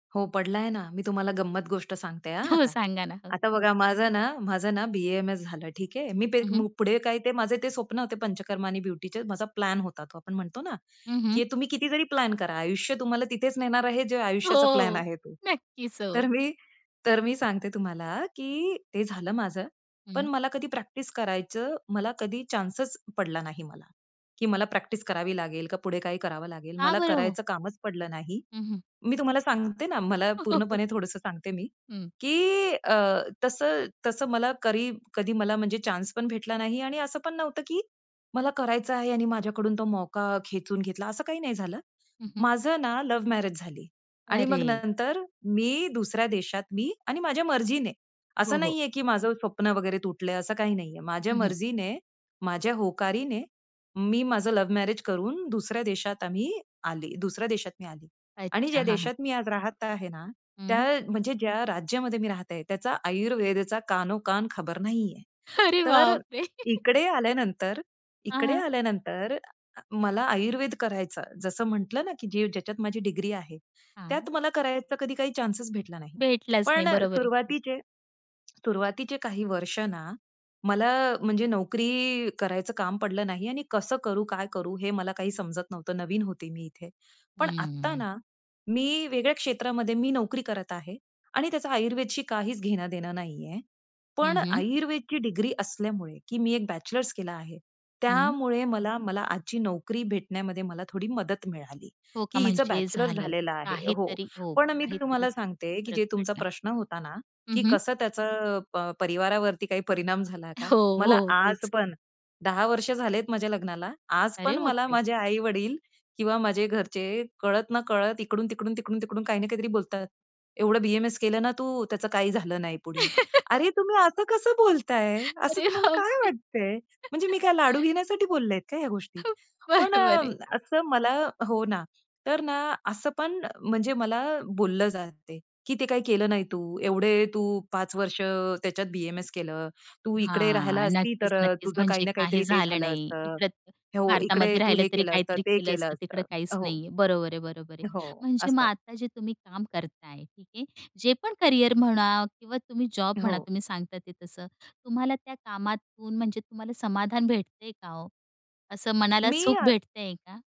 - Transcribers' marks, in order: laughing while speaking: "हो सांगा ना हो"; laughing while speaking: "हो, नक्कीच, हो"; tapping; chuckle; laughing while speaking: "अरे बाप रे!"; chuckle; laugh; laughing while speaking: "अरे बाप रे!"; chuckle; laughing while speaking: "खूप बरोबर आहे"; other background noise
- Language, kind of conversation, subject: Marathi, podcast, तुमची करिअरची व्याख्या कशी बदलली?